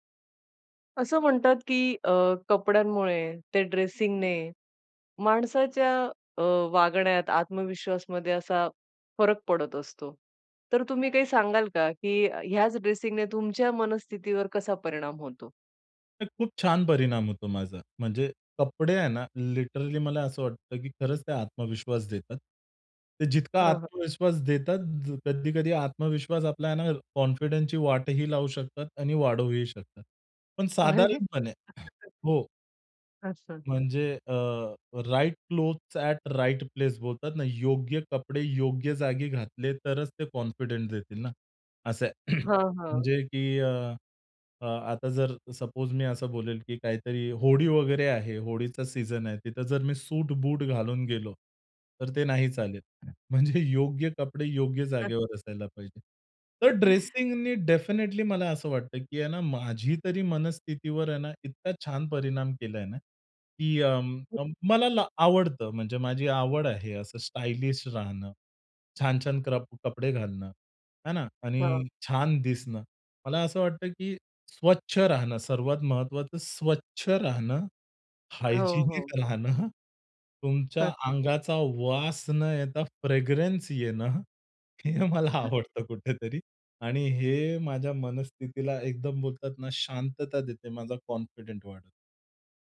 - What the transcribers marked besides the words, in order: tapping; in English: "लिटरली"; in English: "कॉन्फिडन्सची"; unintelligible speech; other background noise; in English: "राइट क्लोथ्स ऍट राइट प्लेस"; in English: "कॉन्फिडन्स"; throat clearing; other noise; in English: "डेफिनिटली"; in English: "हायजिनिक"; in English: "फ्रेगरंन्स"; laughing while speaking: "हे मला आवडतं कुठेतरी"; in English: "कॉन्फिडंट"
- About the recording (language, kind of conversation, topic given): Marathi, podcast, तुमच्या कपड्यांच्या निवडीचा तुमच्या मनःस्थितीवर कसा परिणाम होतो?